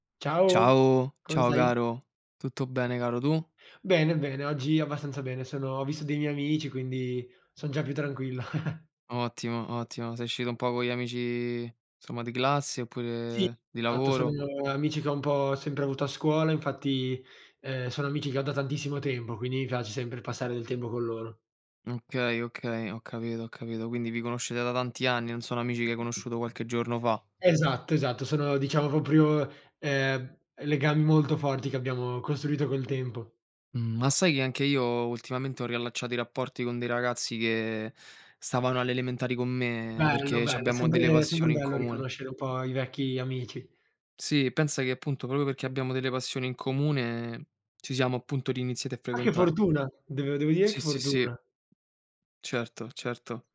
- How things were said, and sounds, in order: chuckle; "uscito" said as "scito"; tapping; "tempo" said as "tembo"; "tempo" said as "tembo"; "proprio" said as "propio"
- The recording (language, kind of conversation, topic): Italian, unstructured, Qual è il ricordo più bello della tua infanzia?
- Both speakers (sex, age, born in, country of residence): male, 18-19, Italy, Italy; male, 25-29, Italy, Italy